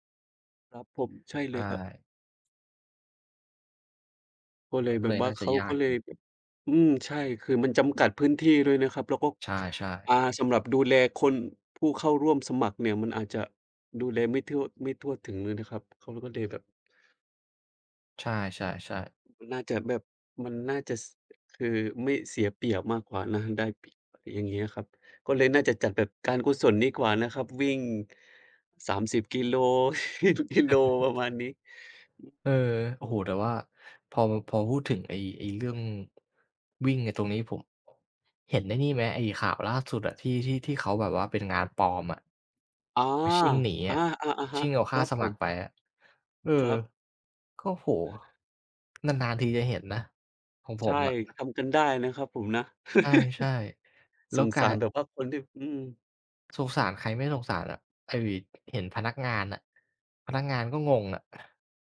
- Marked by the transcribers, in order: tapping; other background noise; other noise; laughing while speaking: "ที่ทุก"; chuckle; chuckle
- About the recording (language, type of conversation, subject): Thai, unstructured, งานอดิเรกอะไรช่วยให้คุณรู้สึกผ่อนคลาย?